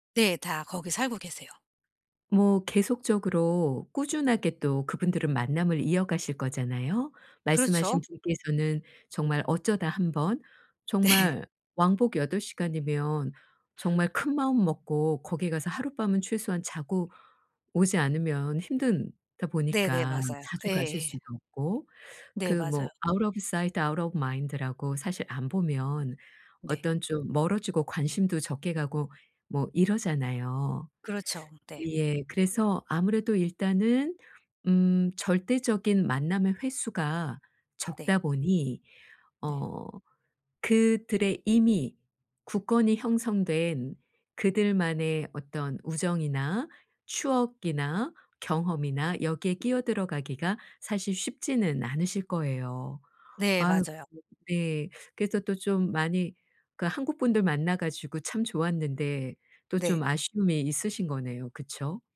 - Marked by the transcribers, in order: other background noise; laughing while speaking: "네"; put-on voice: "out of sight, out of mind라고"; in English: "out of sight, out of mind라고"
- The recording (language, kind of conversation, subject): Korean, advice, 친구 모임에서 대화에 어떻게 자연스럽게 참여할 수 있을까요?